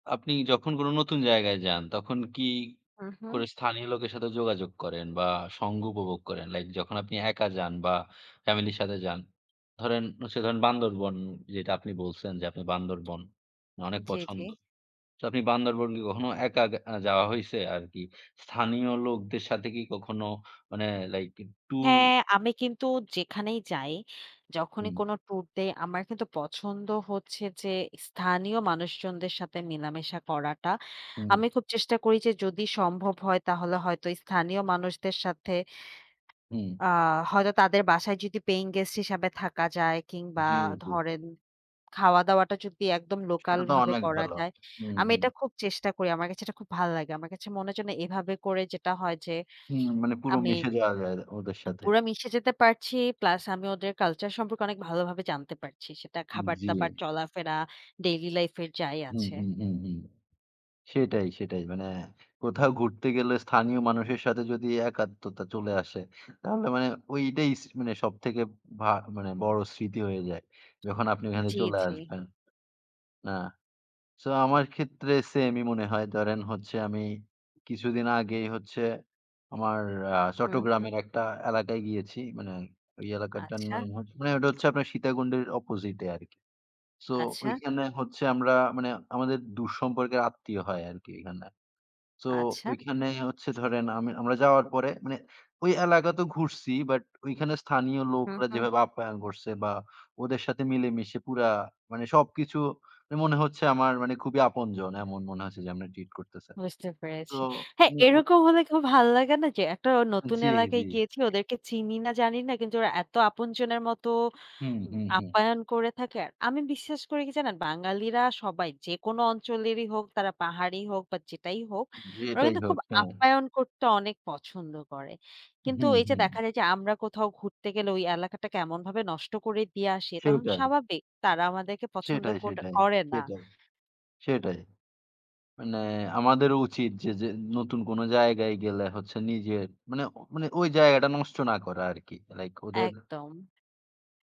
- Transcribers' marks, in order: other background noise; tapping; in English: "paying guest"; in English: "daily life"; in English: "opposite"; in English: "treat"; "একটা" said as "এট্টা"
- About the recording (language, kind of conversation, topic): Bengali, unstructured, আপনি নতুন জায়গায় যেতে কেন পছন্দ করেন?